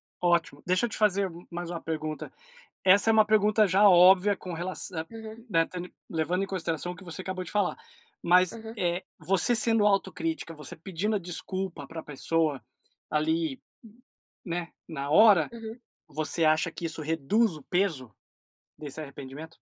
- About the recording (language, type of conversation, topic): Portuguese, podcast, Como você lida com arrependimentos das escolhas feitas?
- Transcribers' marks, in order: none